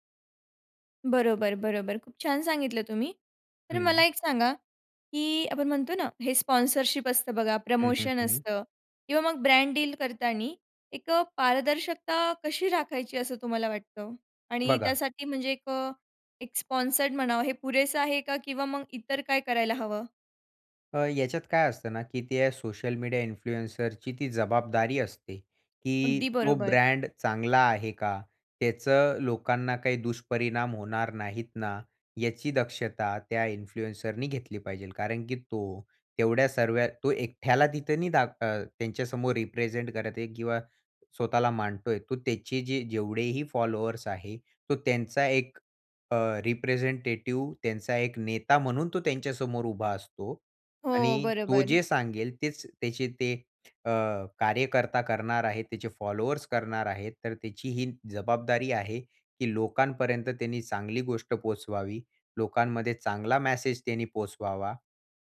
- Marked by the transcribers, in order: in English: "स्पॉन्सरशिप"; in English: "स्पॉन्सर्ड"; in English: "इन्फ्लुएन्सरची"; in English: "इन्फ्लुएन्सरनी"; in English: "रिप्रेझेंट"; in English: "रिप्रेझेंटेटिव्ह"; tapping
- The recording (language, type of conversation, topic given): Marathi, podcast, इन्फ्लुएन्सर्सकडे त्यांच्या कंटेंटबाबत कितपत जबाबदारी असावी असं तुम्हाला वाटतं?